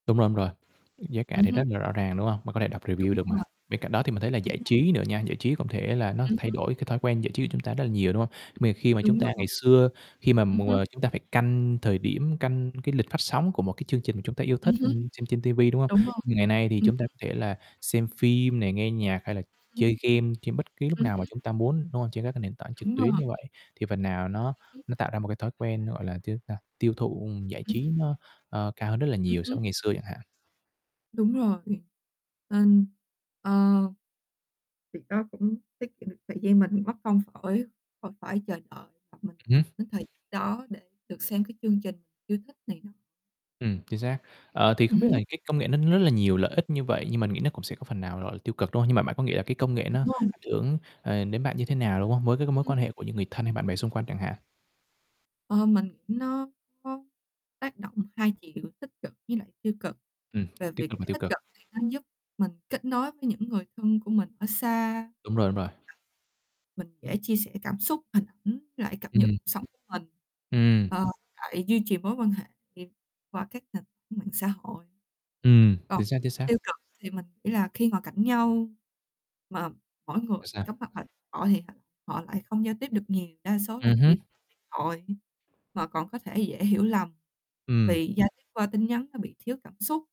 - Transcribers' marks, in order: other background noise; static; distorted speech; tapping; unintelligible speech
- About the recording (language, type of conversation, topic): Vietnamese, unstructured, Công nghệ đã thay đổi cách bạn sống hằng ngày như thế nào?